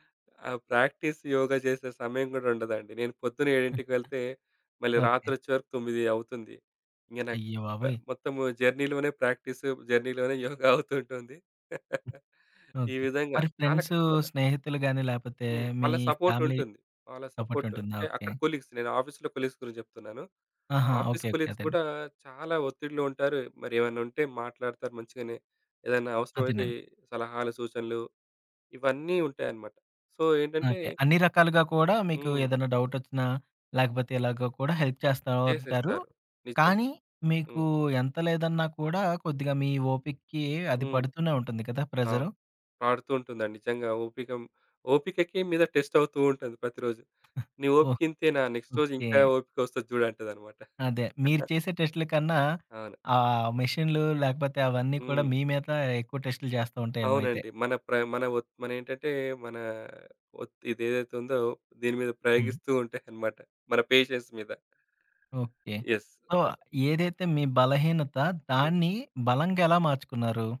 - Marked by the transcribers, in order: in English: "ప్రాక్టీస్"; chuckle; tapping; in English: "జర్నీ‌లోనే ప్రాక్టీస్, జర్నీ‌లోనే"; laugh; in English: "ఫ్రెండ్స్"; in English: "ఫ్యామిలీ సపోర్ట్"; in English: "సపోర్ట్"; in English: "సపోర్ట్"; in English: "కొలీగ్స్"; in English: "ఆఫీస్‌లో కొలీగ్స్"; in English: "ఆఫీస్ కొలీగ్స్"; other background noise; in English: "సో"; in English: "హెల్ప్"; in English: "టెస్ట్"; in English: "నెక్స్ట్"; chuckle; in English: "పేషెన్స్"; in English: "యెస్"; in English: "సో"
- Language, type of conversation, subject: Telugu, podcast, బలహీనతను బలంగా మార్చిన ఒక ఉదాహరణ చెప్పగలరా?